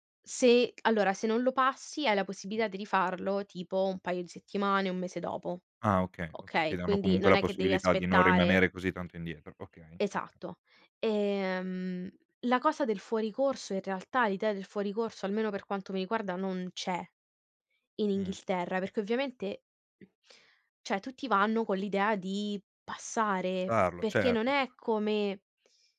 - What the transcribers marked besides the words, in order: tapping; "cioè" said as "ceh"
- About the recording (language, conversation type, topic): Italian, unstructured, Credi che la scuola sia uguale per tutti gli studenti?